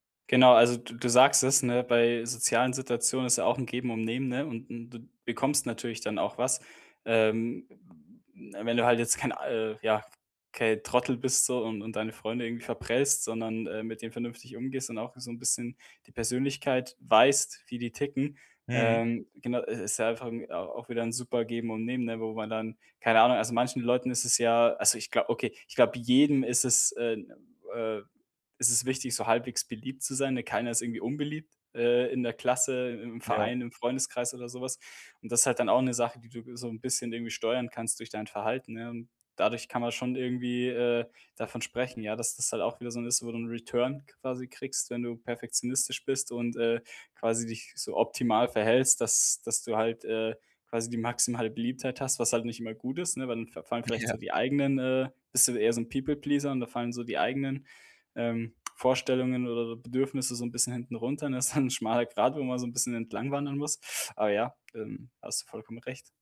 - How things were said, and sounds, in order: in English: "Return"; laughing while speaking: "Ja"; in English: "People Pleaser"; laughing while speaking: "dann"
- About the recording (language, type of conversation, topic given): German, podcast, Welche Rolle spielt Perfektionismus bei deinen Entscheidungen?